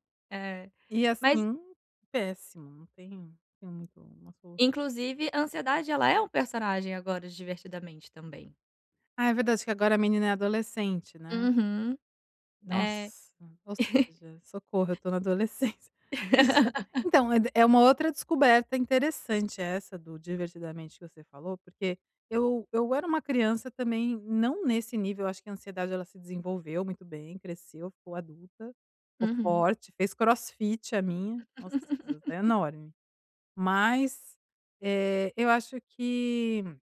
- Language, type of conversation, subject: Portuguese, advice, Como posso aceitar a ansiedade como uma reação natural?
- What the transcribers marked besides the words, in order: chuckle; tapping; laugh; laugh; unintelligible speech